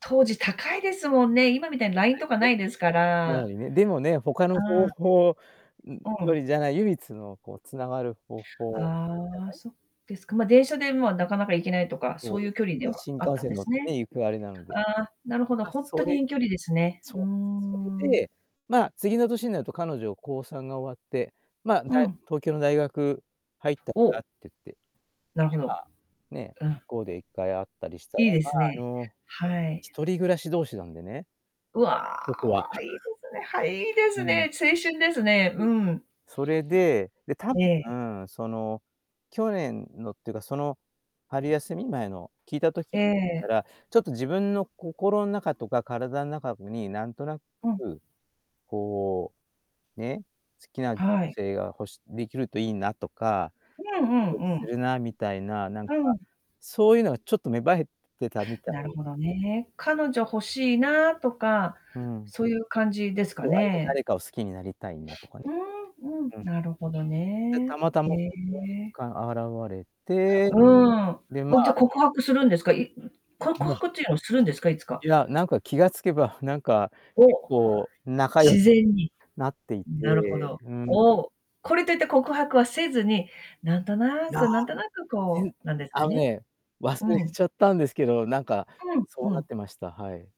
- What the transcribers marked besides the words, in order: distorted speech; drawn out: "うーん"; laugh; other background noise; unintelligible speech; background speech
- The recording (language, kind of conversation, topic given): Japanese, podcast, ある曲を聴くと、誰かのことを思い出すことはありますか？